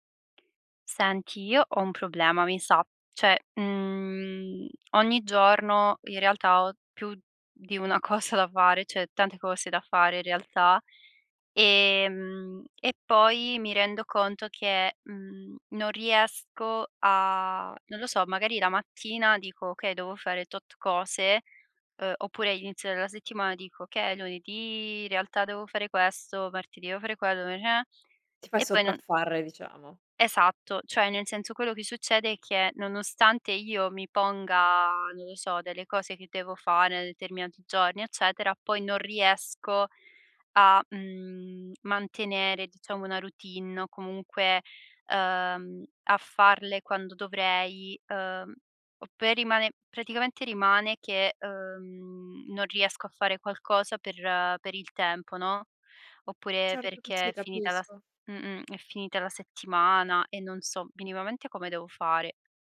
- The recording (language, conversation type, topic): Italian, advice, Come descriveresti l’assenza di una routine quotidiana e la sensazione che le giornate ti sfuggano di mano?
- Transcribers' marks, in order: other background noise; "Cioè" said as "ceh"; "devo" said as "dovo"; "martedì" said as "vartedì"; "devo" said as "evo"; unintelligible speech; "sopraffare" said as "sopraffarre"; "nei" said as "ne"; "minimamente" said as "binimamente"